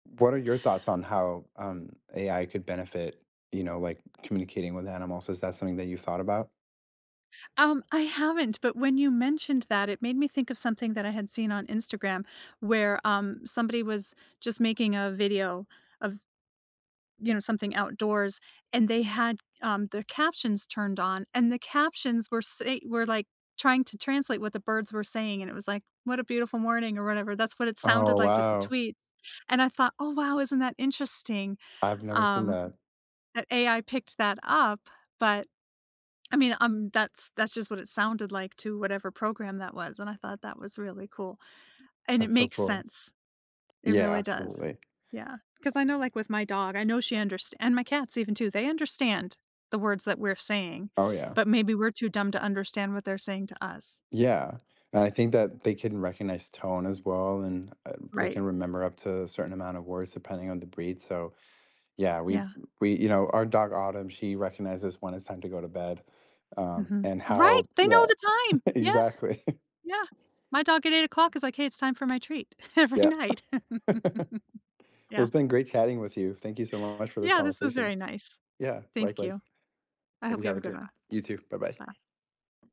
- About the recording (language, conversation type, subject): English, unstructured, What are some of the challenges and consequences of keeping wild animals as pets?
- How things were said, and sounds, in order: tapping; other background noise; laughing while speaking: "exactly"; laugh; laughing while speaking: "every night. Yeah"; laugh; background speech